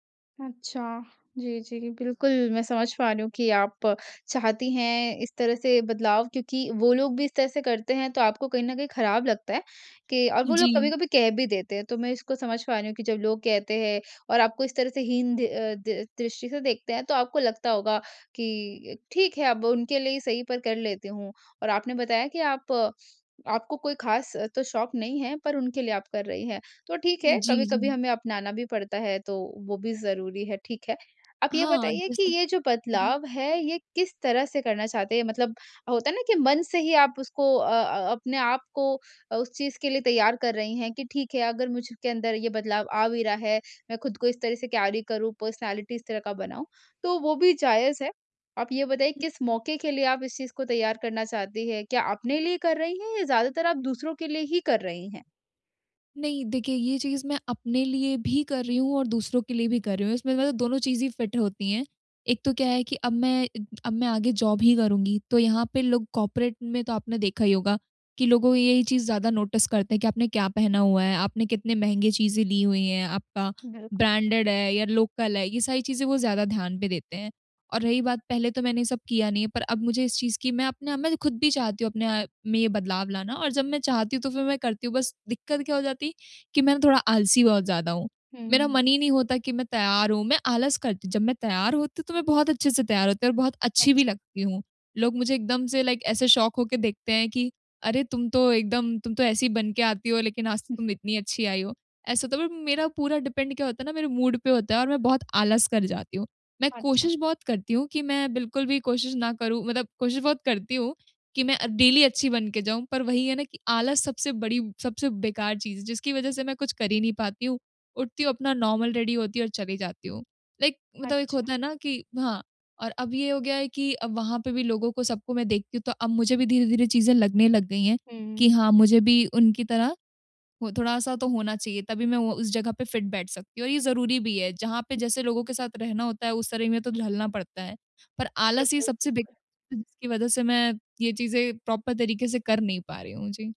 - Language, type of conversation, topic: Hindi, advice, नया रूप या पहनावा अपनाने में मुझे डर क्यों लगता है?
- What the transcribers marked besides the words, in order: in English: "कैरी"; in English: "पर्सनैलिटी"; other noise; in English: "फिट"; in English: "जॉब"; in English: "नोटिस"; in English: "लोकल"; in English: "लाइक"; in English: "शॉक"; chuckle; in English: "डिपेंड"; in English: "मूड"; in English: "डेली"; in English: "नॉर्मल रेडी"; in English: "लाइक"; in English: "फिट"; in English: "प्रॉपर"